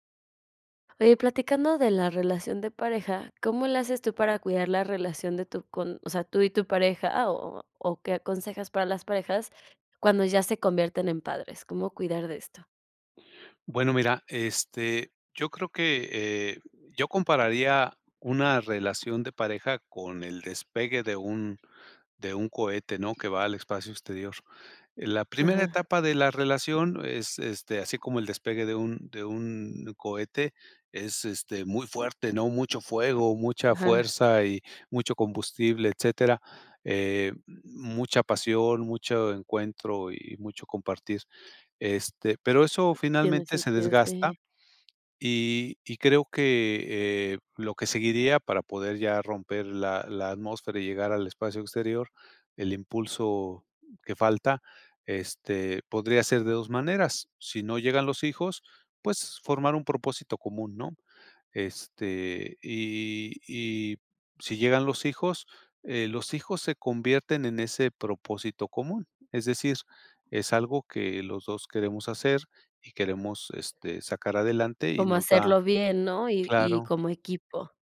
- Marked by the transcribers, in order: other background noise; tapping
- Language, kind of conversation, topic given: Spanish, podcast, ¿Qué haces para cuidar la relación de pareja siendo padres?